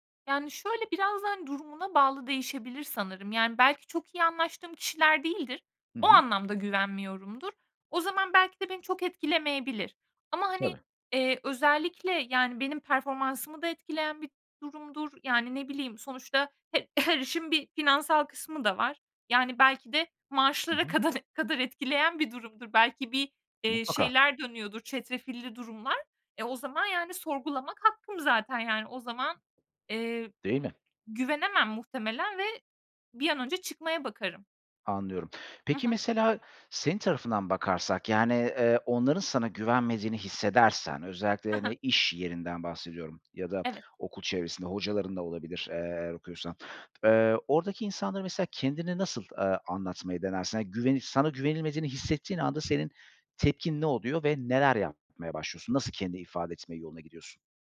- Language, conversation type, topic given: Turkish, podcast, Güven kırıldığında, güveni yeniden kurmada zaman mı yoksa davranış mı daha önemlidir?
- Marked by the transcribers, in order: other background noise; tapping